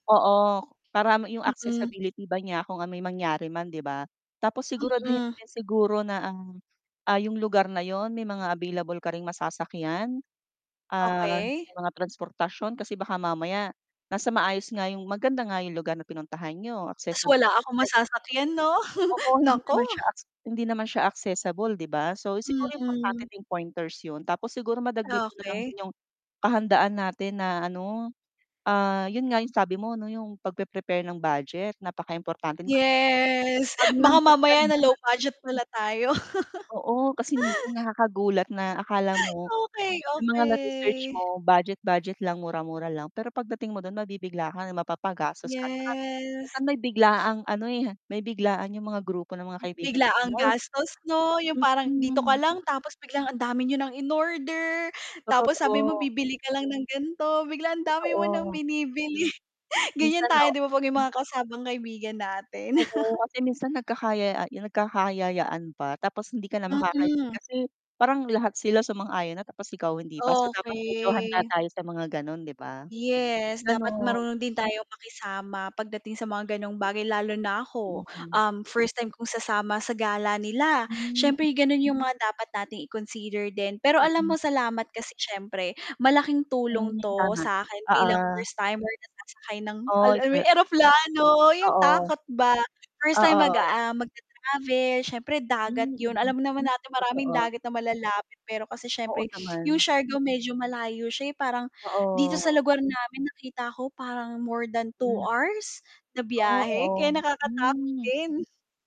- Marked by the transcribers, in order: tapping; distorted speech; static; unintelligible speech; chuckle; "accessible" said as "accessable"; laugh; other background noise; background speech; laugh
- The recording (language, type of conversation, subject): Filipino, unstructured, Ano ang maipapayo mo sa mga gustong makipagsapalaran pero natatakot?
- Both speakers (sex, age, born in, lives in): female, 30-34, Philippines, Philippines; female, 40-44, Philippines, Philippines